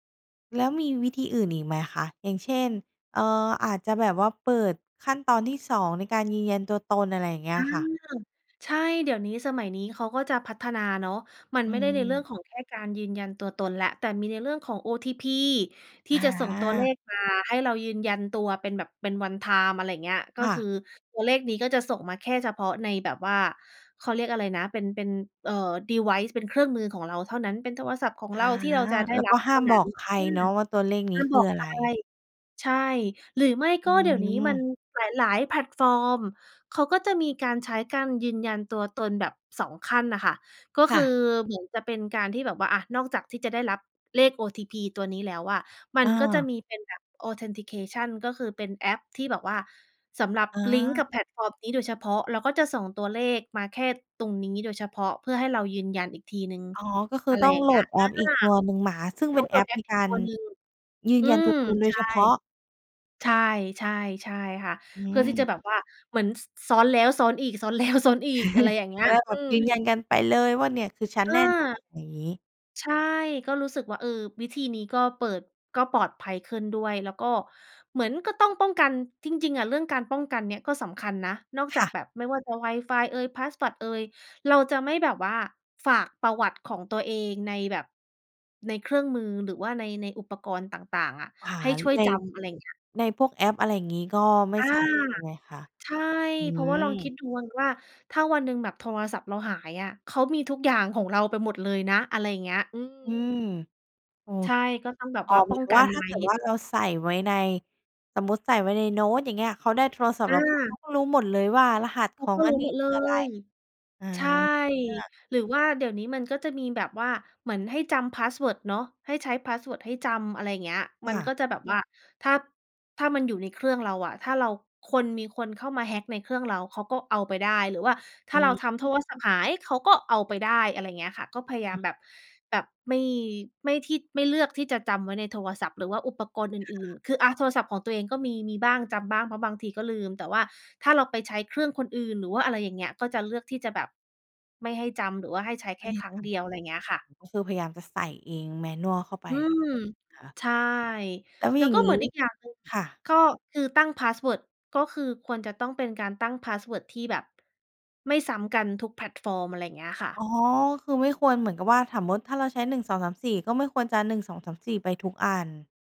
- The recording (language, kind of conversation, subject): Thai, podcast, บอกวิธีป้องกันมิจฉาชีพออนไลน์ที่ควรรู้หน่อย?
- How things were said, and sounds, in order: in English: "Device"; in English: "Authentication"; "แอป" said as "แอ๊ก"; laughing while speaking: "แล้ว"; laugh; "hotspot" said as "passpot"